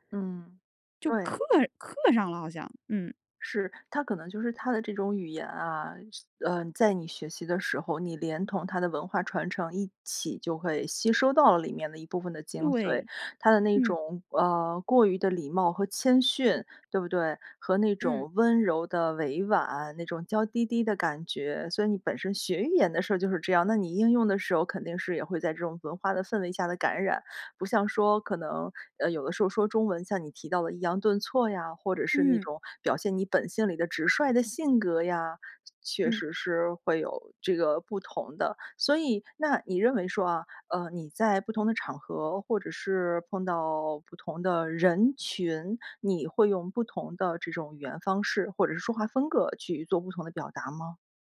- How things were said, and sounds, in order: stressed: "人群"
- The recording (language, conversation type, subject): Chinese, podcast, 语言在你的身份认同中起到什么作用？